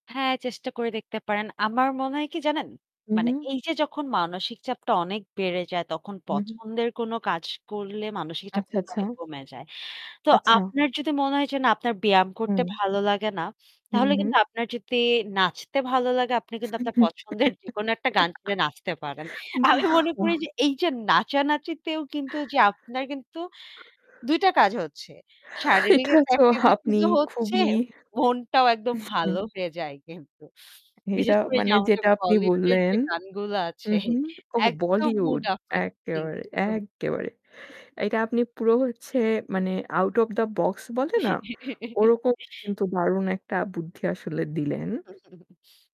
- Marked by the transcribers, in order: distorted speech; giggle; laughing while speaking: "পছন্দের"; laughing while speaking: "আমি মনে করি যে"; other background noise; laughing while speaking: "মনটাও"; laughing while speaking: "আছে"; in English: "mood uplifting"; in English: "out of the box"; chuckle
- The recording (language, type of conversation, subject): Bengali, unstructured, তুমি কীভাবে স্ট্রেস কমাতে শারীরিক কার্যকলাপ ব্যবহার করো?